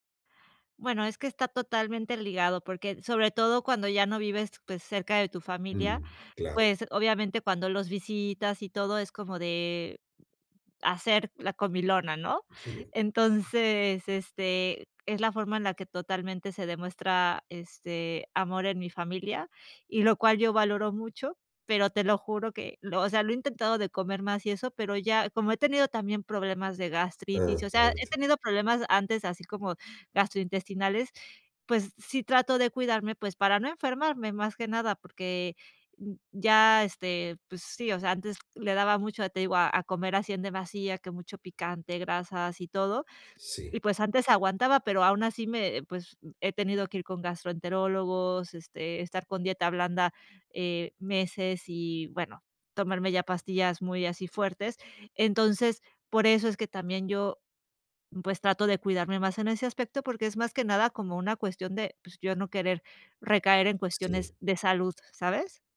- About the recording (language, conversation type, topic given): Spanish, advice, ¿Cómo puedo manejar la presión social para comer cuando salgo con otras personas?
- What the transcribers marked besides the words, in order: none